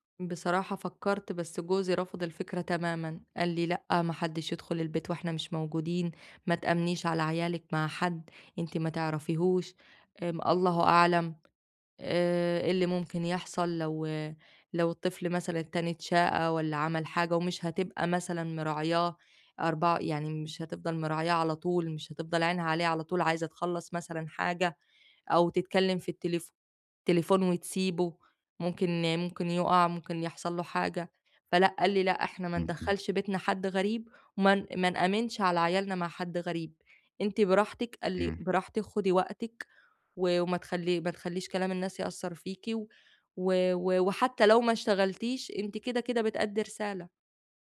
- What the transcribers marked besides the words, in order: tapping; other background noise
- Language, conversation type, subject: Arabic, advice, إزاي أبدأ أواجه الكلام السلبي اللي جوايا لما يحبطني ويخلّيني أشك في نفسي؟